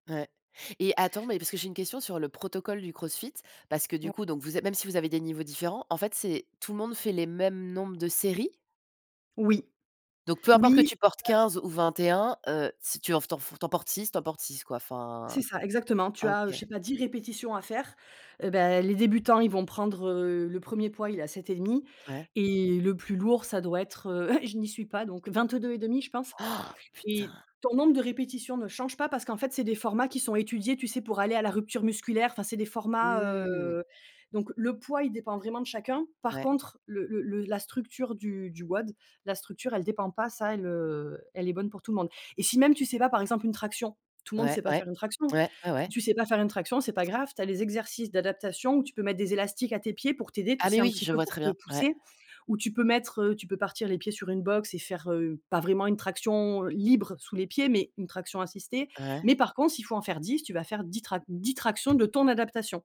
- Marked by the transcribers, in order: unintelligible speech; chuckle; drawn out: "Mmh"; tapping; other background noise; stressed: "ton"
- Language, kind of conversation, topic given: French, unstructured, Quel sport te procure le plus de joie quand tu le pratiques ?